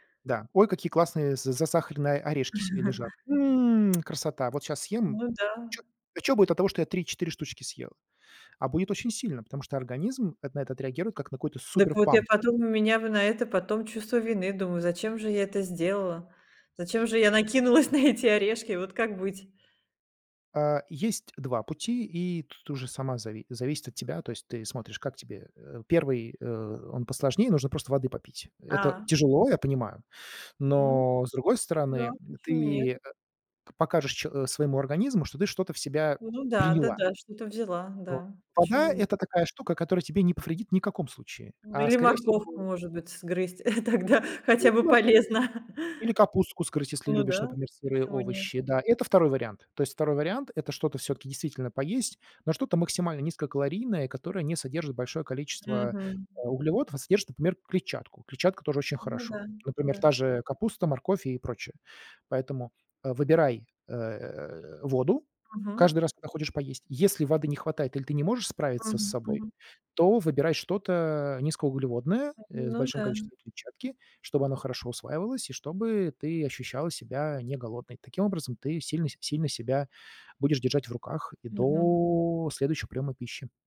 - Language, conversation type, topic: Russian, advice, Почему меня тревожит путаница из-за противоречивых советов по питанию?
- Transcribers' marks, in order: laugh; lip smack; other background noise; laughing while speaking: "накинулась"; unintelligible speech; chuckle; laughing while speaking: "тогда. Хотя бы полезно"; chuckle; tapping